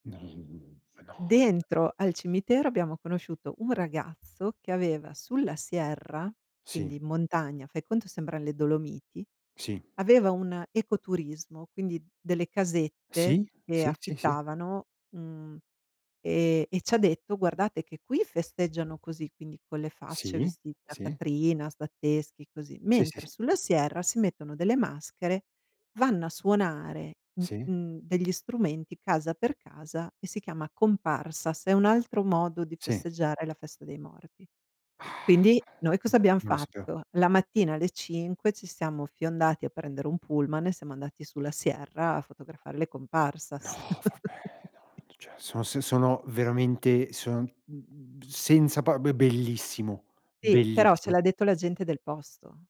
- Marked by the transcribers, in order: unintelligible speech; in Spanish: "Catrinas"; in Spanish: "Comparsas"; sigh; unintelligible speech; surprised: "No, vabbè, no, cioè"; in Spanish: "Comparsas"; chuckle
- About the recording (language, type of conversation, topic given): Italian, podcast, Come bilanci la pianificazione e la spontaneità quando viaggi?